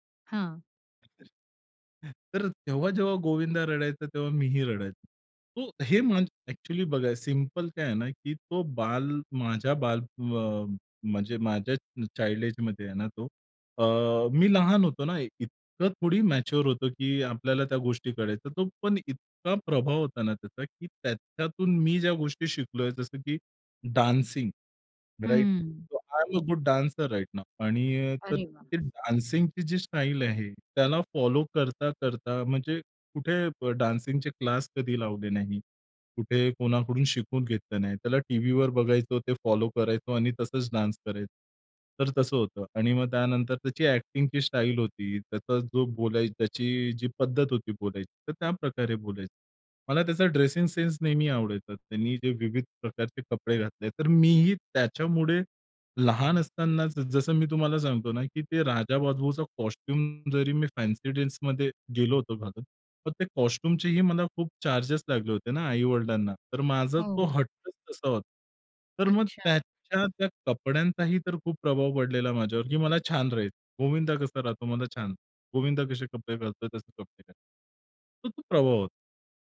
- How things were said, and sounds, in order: unintelligible speech; in English: "चाइल्ड एजमध्ये"; in English: "मॅच्युर"; in English: "डान्सिंग, राइट? सो, आय एम अ गुड डान्सर राइट नॉउ"; in English: "डान्सिंगची"; in English: "फॉलो"; in English: "डान्सिंगचे"; in English: "फॉलो"; in English: "डान्स"; in English: "एक्टिंगची"; in English: "ड्रेसिंग सेन्स"; in English: "कॉस्ट्यूम"; in English: "कॉस्ट्यूमचेही"; in English: "चार्जेस"
- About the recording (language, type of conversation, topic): Marathi, podcast, आवडत्या कलाकारांचा तुमच्यावर कोणता प्रभाव पडला आहे?